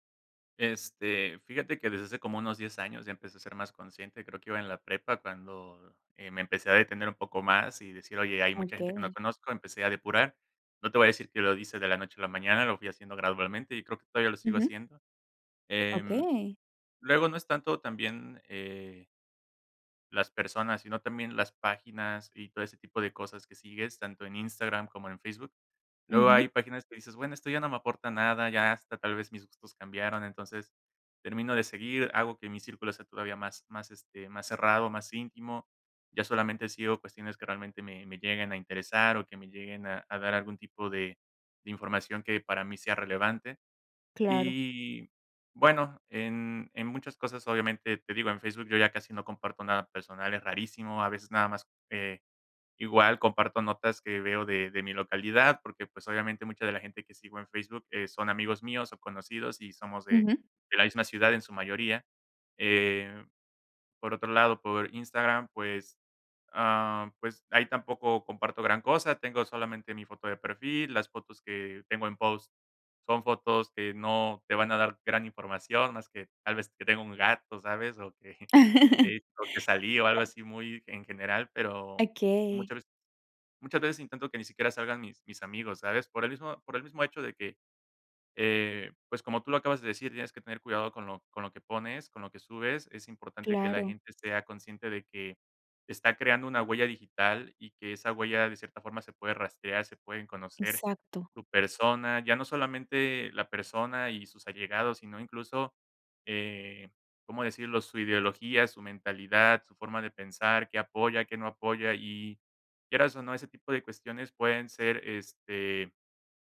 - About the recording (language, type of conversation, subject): Spanish, podcast, ¿Qué límites pones entre tu vida en línea y la presencial?
- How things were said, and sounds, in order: laugh; unintelligible speech; laughing while speaking: "que"